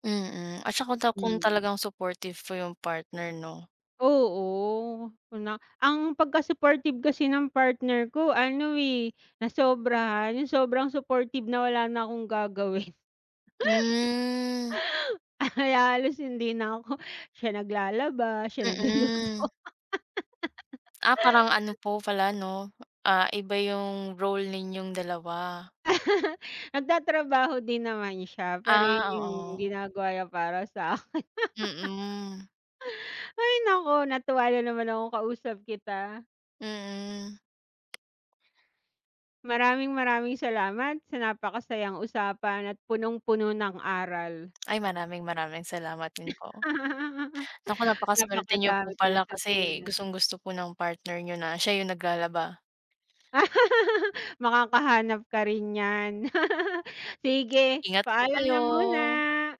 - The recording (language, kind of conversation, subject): Filipino, unstructured, Ano ang mga hamon mo sa pagpapanatili ng aktibong pamumuhay?
- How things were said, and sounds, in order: drawn out: "Hmm"; laugh; laughing while speaking: "Kaya halos hindi na ako"; laughing while speaking: "nagluluto"; laugh; tapping; laugh; laughing while speaking: "akin"; laugh; laugh; laugh; laugh